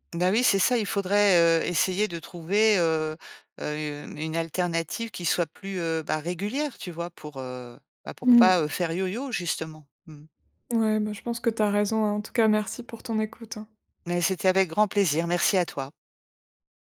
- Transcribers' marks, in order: none
- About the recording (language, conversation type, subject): French, advice, Comment expliquer une rechute dans une mauvaise habitude malgré de bonnes intentions ?